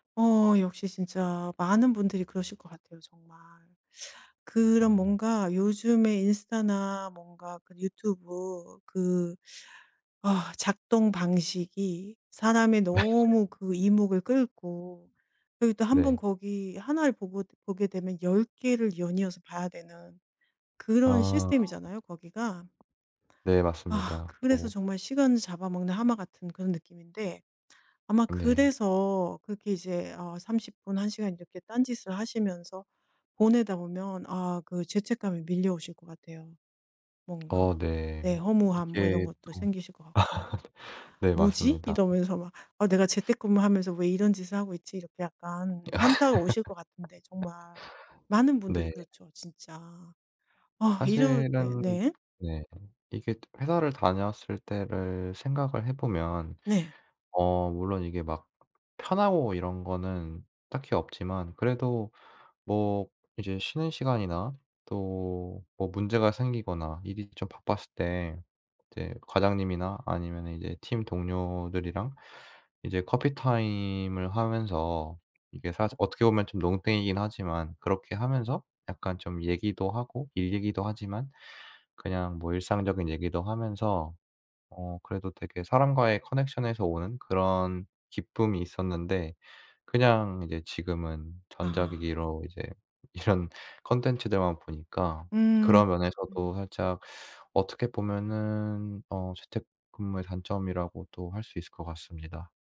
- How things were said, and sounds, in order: laugh; laugh; laugh; in English: "connection에서"; laughing while speaking: "이런"
- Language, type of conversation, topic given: Korean, advice, 재택근무로 전환한 뒤 업무 시간과 개인 시간의 경계를 어떻게 조정하고 계신가요?